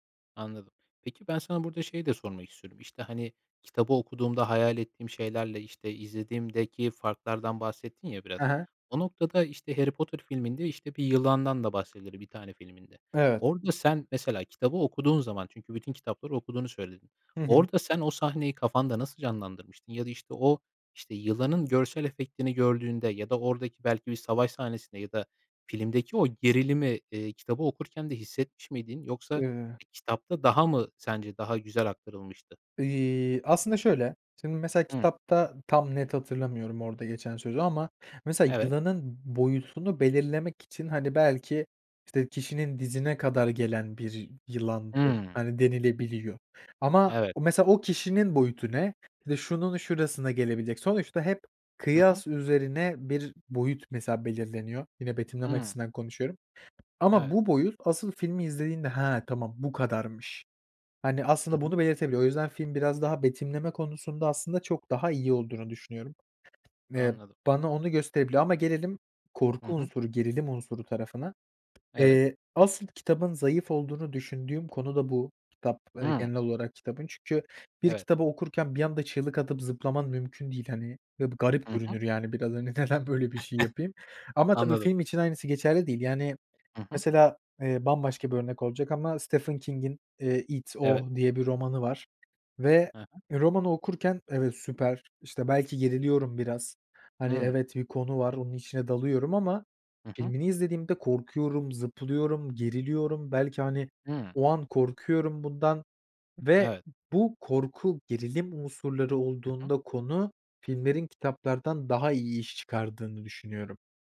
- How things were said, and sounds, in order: "filmdeki" said as "filimdeki"; tapping; chuckle; laughing while speaking: "neden"; in English: "It"
- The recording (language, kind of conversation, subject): Turkish, podcast, Bir kitabı filme uyarlasalar, filmde en çok neyi görmek isterdin?